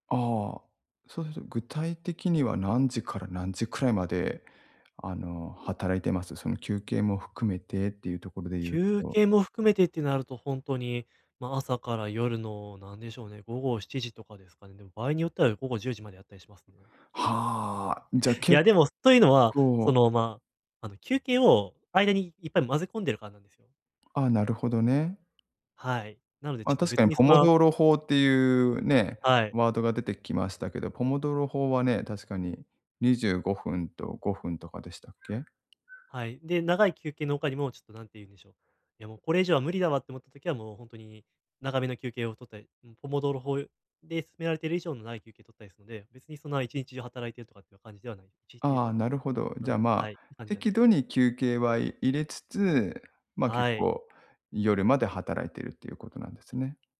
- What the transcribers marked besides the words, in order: chuckle; other background noise
- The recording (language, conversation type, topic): Japanese, advice, 休息の質を上げる工夫